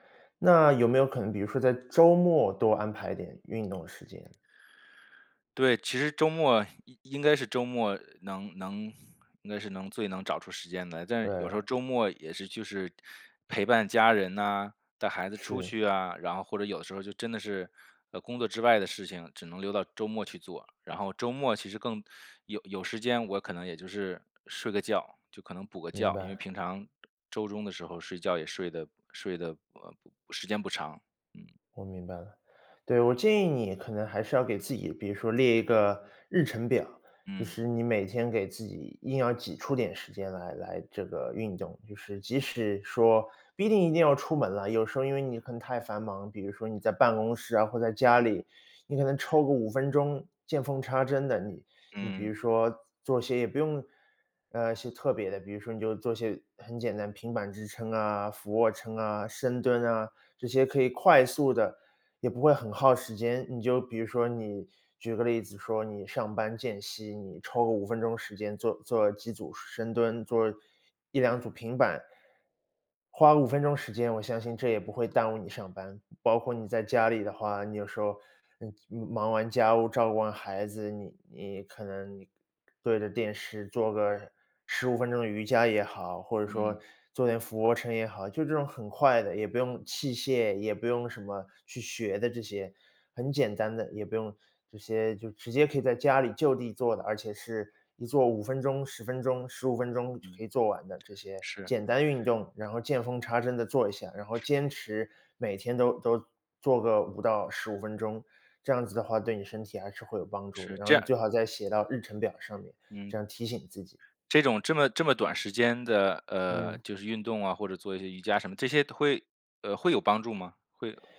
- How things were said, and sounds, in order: other background noise; tapping
- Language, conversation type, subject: Chinese, advice, 我该如何养成每周固定运动的习惯？